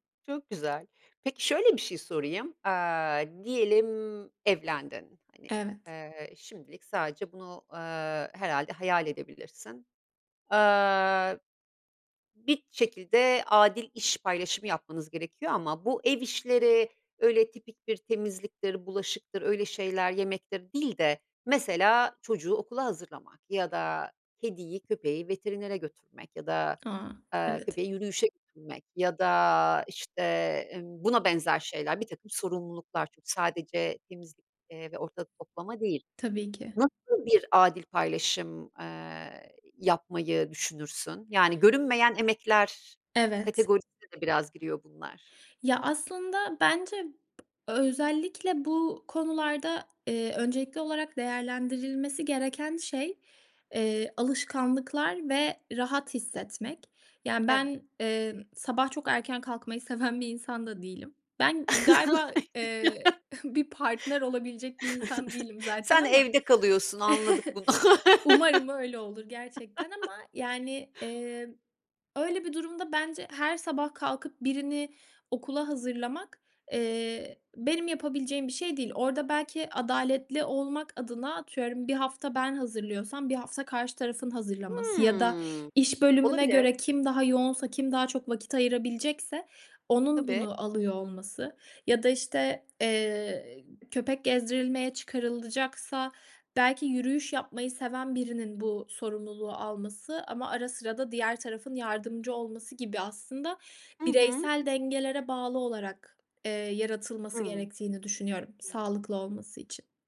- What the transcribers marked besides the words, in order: laughing while speaking: "seven"; giggle; laugh; chuckle; laugh; tapping
- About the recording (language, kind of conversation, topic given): Turkish, podcast, Ev işleri paylaşımında adaleti nasıl sağlarsınız?
- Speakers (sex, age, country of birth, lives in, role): female, 25-29, Turkey, Italy, guest; female, 50-54, Turkey, Italy, host